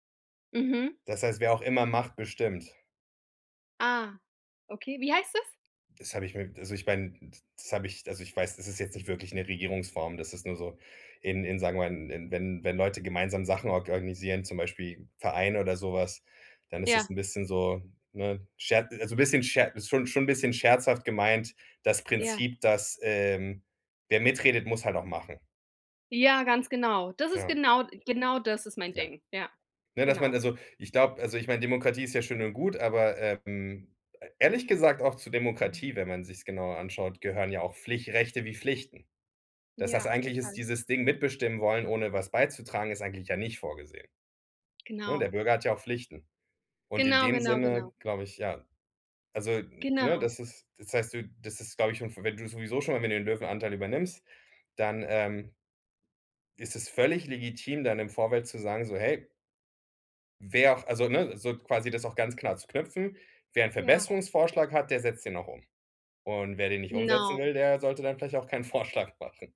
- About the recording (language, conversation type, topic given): German, advice, Wie kann ich eine Reise so planen, dass ich mich dabei nicht gestresst fühle?
- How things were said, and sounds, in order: other background noise; laughing while speaking: "Vorschlag machen"